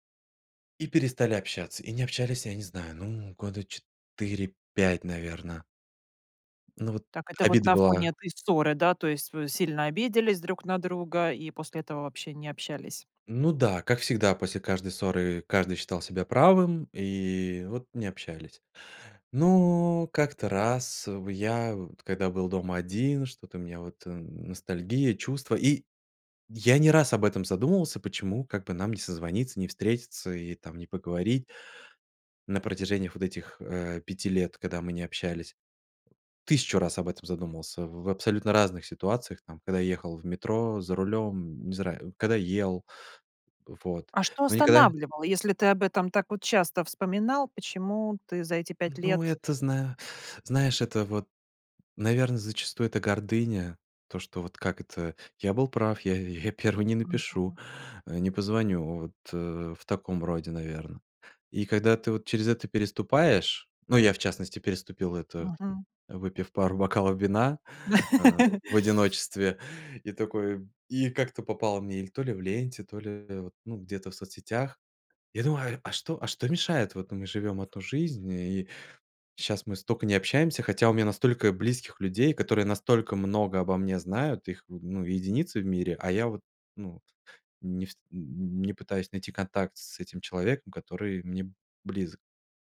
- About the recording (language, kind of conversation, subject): Russian, podcast, Как вернуть утраченную связь с друзьями или семьёй?
- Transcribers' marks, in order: tapping; laugh